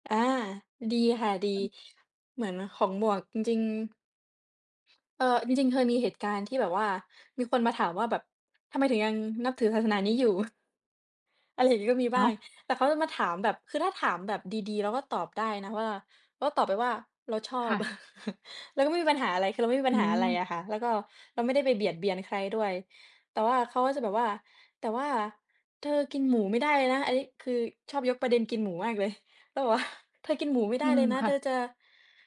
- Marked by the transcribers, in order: other noise; other background noise; chuckle
- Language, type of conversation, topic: Thai, unstructured, คุณเคยรู้สึกขัดแย้งกับคนที่มีความเชื่อต่างจากคุณไหม?